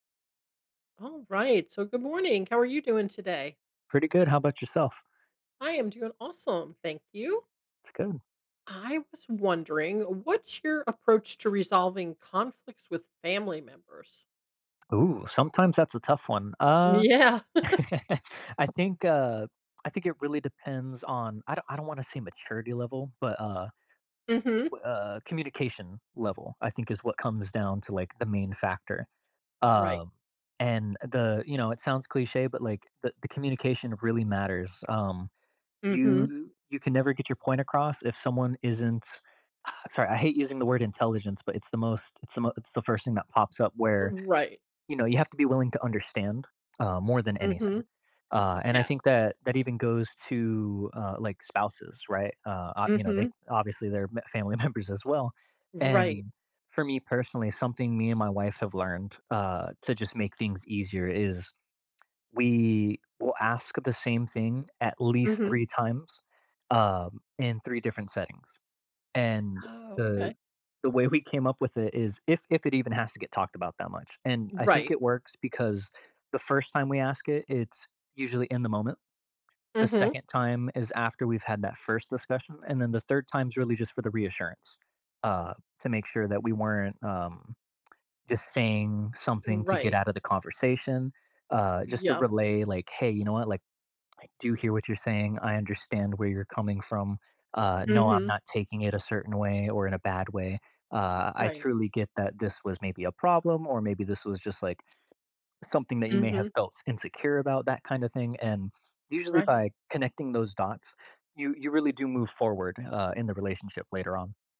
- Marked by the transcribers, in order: laughing while speaking: "Yeah"; chuckle; other background noise; laugh; laughing while speaking: "members"
- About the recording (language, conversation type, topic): English, unstructured, How do you handle conflicts with family members?